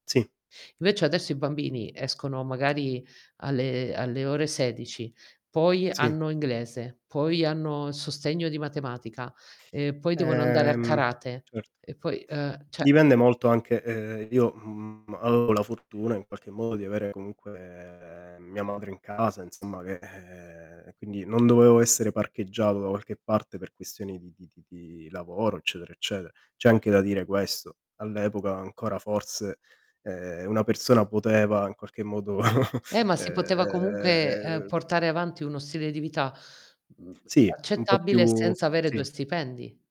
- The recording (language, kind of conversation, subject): Italian, unstructured, In che modo la scienza cambia il modo in cui viviamo?
- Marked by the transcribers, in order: tapping; drawn out: "Ehm"; "cioè" said as "ceh"; distorted speech; drawn out: "comunque"; drawn out: "ehm"; chuckle; drawn out: "uhm"